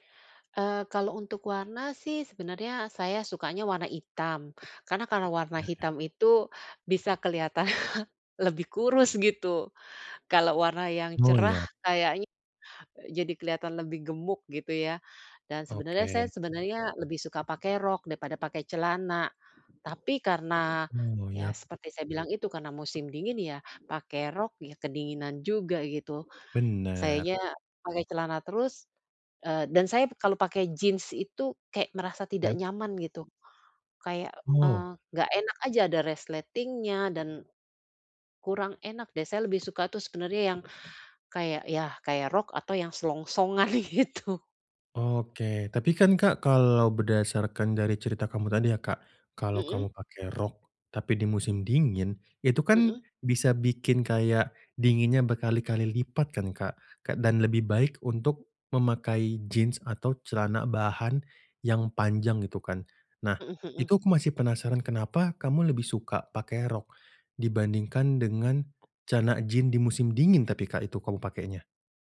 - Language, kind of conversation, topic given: Indonesian, advice, Bagaimana cara memilih pakaian yang cocok dan nyaman untuk saya?
- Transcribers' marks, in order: chuckle; other background noise; laughing while speaking: "gitu"; tapping